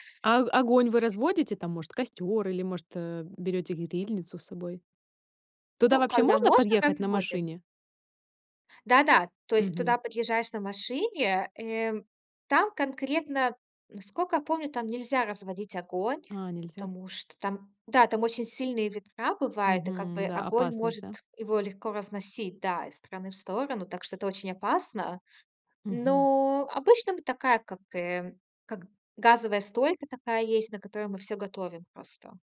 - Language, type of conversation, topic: Russian, podcast, Какое твоё любимое место на природе и почему?
- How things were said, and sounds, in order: tapping